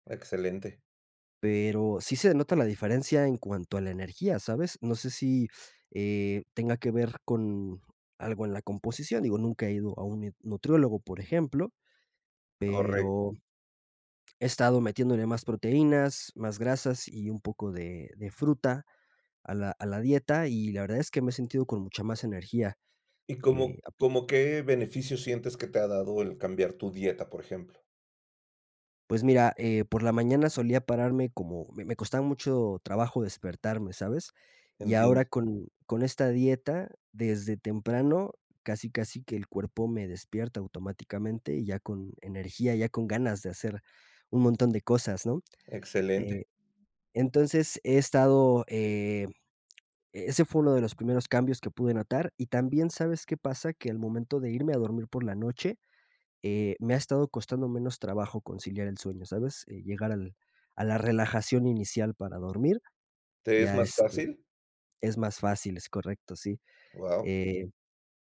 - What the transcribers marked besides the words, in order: tapping
- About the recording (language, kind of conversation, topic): Spanish, podcast, ¿Qué pequeños cambios han marcado una gran diferencia en tu salud?